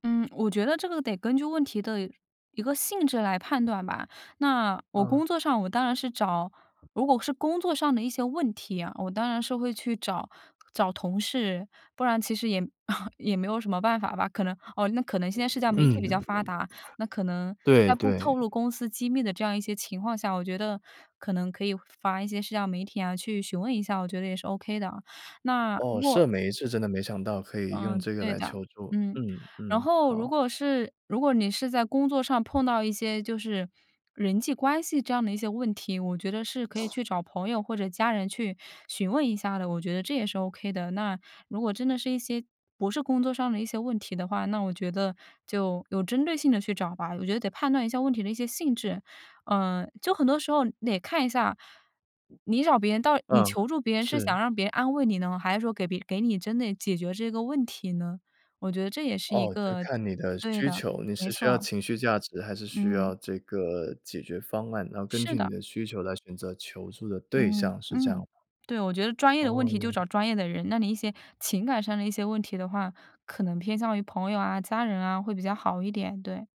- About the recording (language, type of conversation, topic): Chinese, podcast, 你通常在什么时候会决定向别人求助？
- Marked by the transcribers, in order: other background noise; chuckle